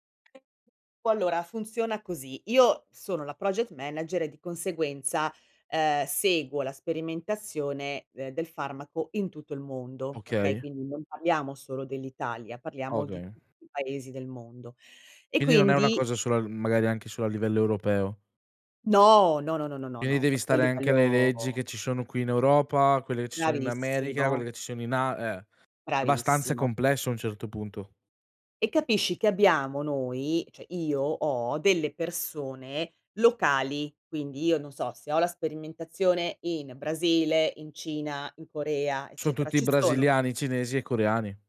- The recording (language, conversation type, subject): Italian, podcast, Come gestisci lo stress sul lavoro, nella pratica?
- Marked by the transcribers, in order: unintelligible speech; other background noise; drawn out: "livello"